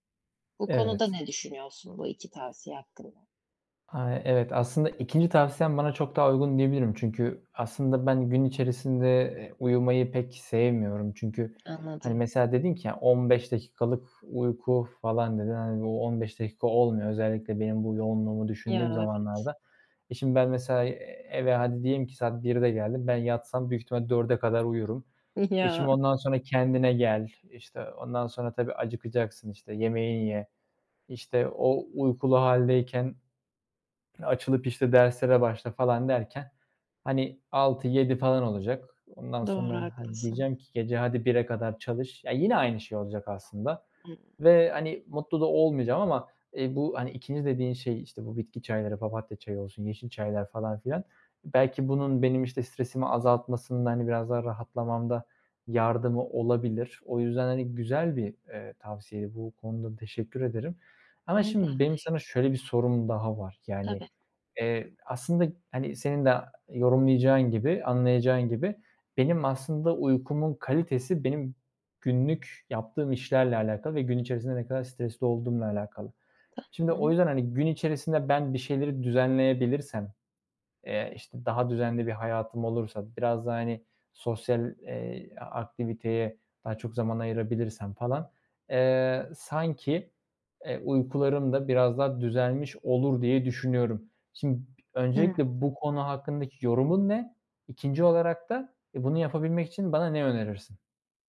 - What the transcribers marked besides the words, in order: tapping; laughing while speaking: "Ya"; other background noise
- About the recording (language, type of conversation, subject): Turkish, advice, Gün içindeki stresi azaltıp gece daha rahat uykuya nasıl geçebilirim?
- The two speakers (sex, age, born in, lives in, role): female, 20-24, United Arab Emirates, Germany, advisor; male, 25-29, Turkey, Germany, user